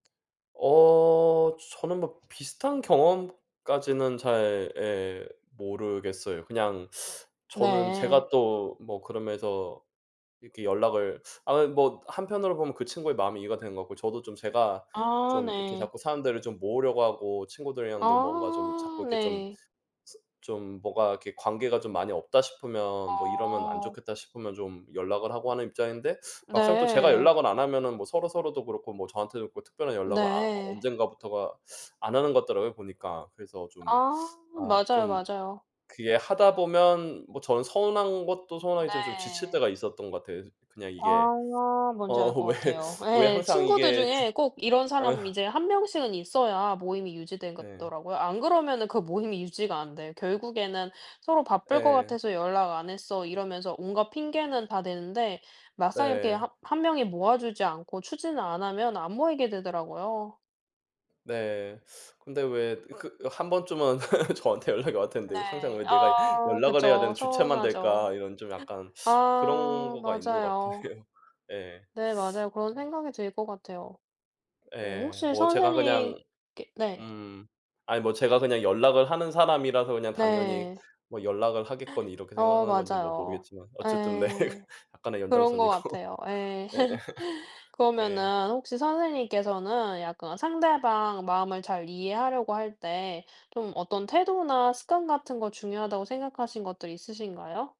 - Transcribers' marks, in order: other background noise; teeth sucking; "언제부턴가" said as "언젠가부터가"; teeth sucking; teeth sucking; laughing while speaking: "어 왜"; teeth sucking; laugh; laughing while speaking: "저한테 연락이"; teeth sucking; teeth sucking; gasp; laugh; laughing while speaking: "네"; laugh
- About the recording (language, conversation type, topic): Korean, unstructured, 상대방의 입장을 더 잘 이해하려면 어떻게 해야 하나요?